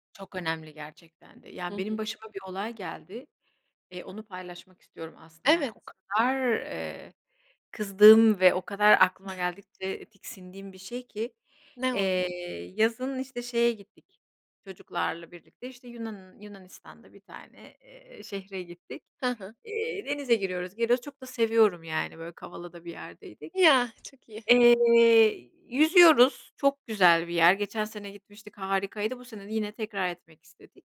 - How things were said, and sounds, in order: tapping; chuckle; other background noise
- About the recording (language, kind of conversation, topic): Turkish, podcast, Kıyı ve denizleri korumaya bireyler nasıl katkıda bulunabilir?